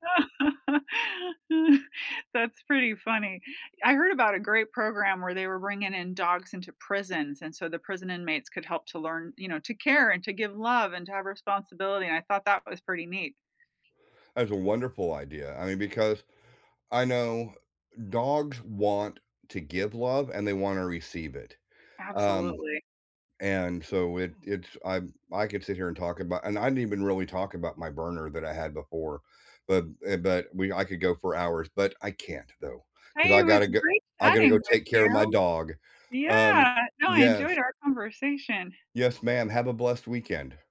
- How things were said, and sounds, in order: laugh; other background noise
- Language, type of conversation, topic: English, unstructured, What is your favorite way to spend time with pets?
- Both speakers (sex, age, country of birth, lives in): female, 45-49, United States, United States; male, 55-59, United States, United States